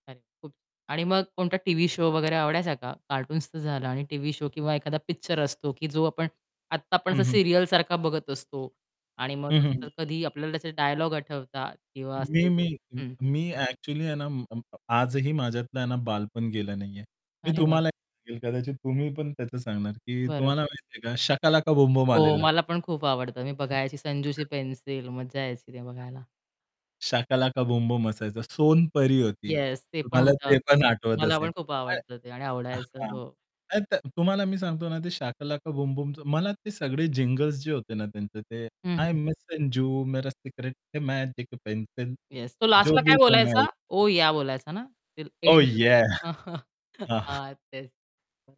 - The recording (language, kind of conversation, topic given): Marathi, podcast, तुमच्या पॉप संस्कृतीतली सर्वात ठळक आठवण कोणती आहे?
- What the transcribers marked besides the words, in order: distorted speech; tapping; static; other background noise; unintelligible speech; other noise; unintelligible speech; singing: "हाय मेसेन्जू मेरा सिक्रेट है मॅजिक पेन्सिल जो भी बनवाये"; in Hindi: "हाय मेसेन्जू मेरा सिक्रेट है मॅजिक पेन्सिल जो भी बनवाये"; chuckle; unintelligible speech; chuckle; unintelligible speech